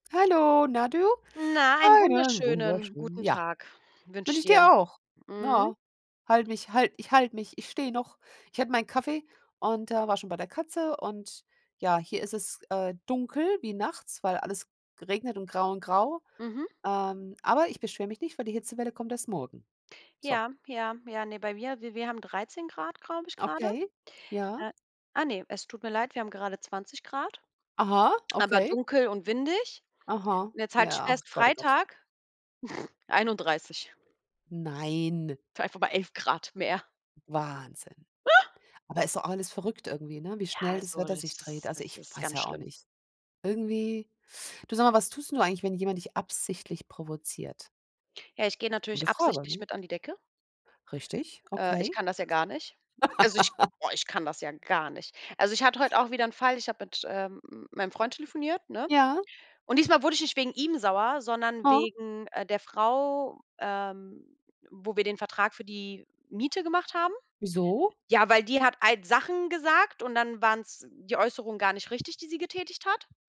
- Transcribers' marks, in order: other background noise; put-on voice: "Einen wunderschönen"; snort; drawn out: "Nein"; whoop; laugh; tapping
- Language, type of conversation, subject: German, unstructured, Was tust du, wenn dich jemand absichtlich provoziert?